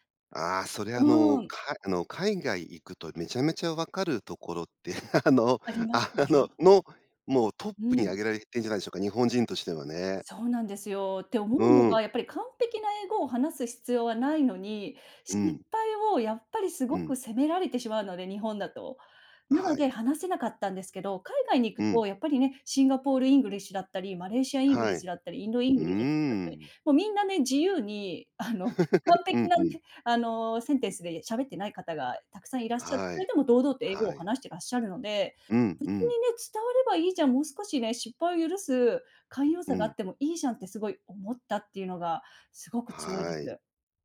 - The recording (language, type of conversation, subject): Japanese, podcast, 失敗を許す環境づくりはどうすればいいですか？
- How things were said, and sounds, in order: laughing while speaking: "ところって、あの あの"; laugh